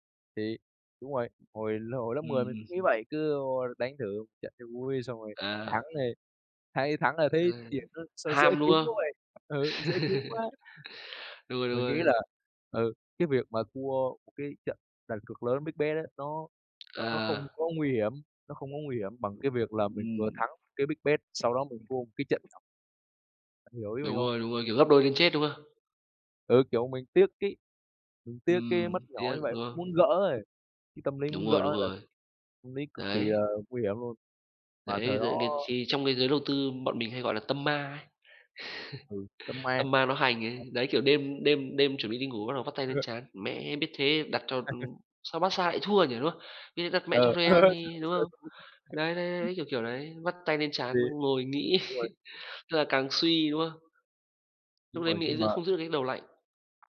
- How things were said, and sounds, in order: other background noise; tapping; laugh; in English: "big bet"; in English: "big bet"; unintelligible speech; chuckle; unintelligible speech; unintelligible speech; chuckle; laugh; unintelligible speech; laughing while speaking: "nghĩ"
- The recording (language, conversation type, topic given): Vietnamese, unstructured, Bạn đã từng thất bại và học được điều gì từ đó?